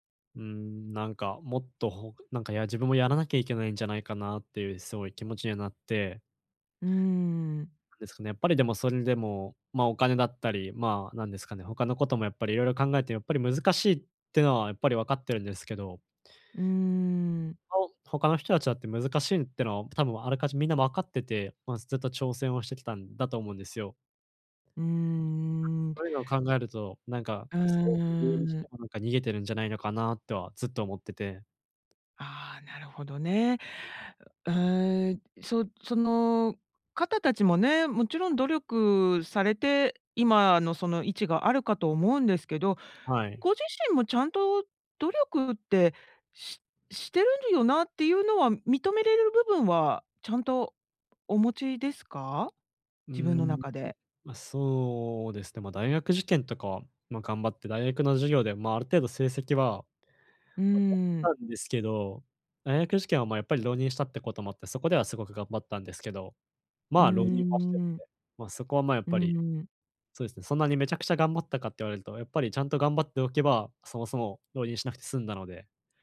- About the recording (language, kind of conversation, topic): Japanese, advice, 他人と比べても自己価値を見失わないためには、どうすればよいですか？
- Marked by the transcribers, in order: none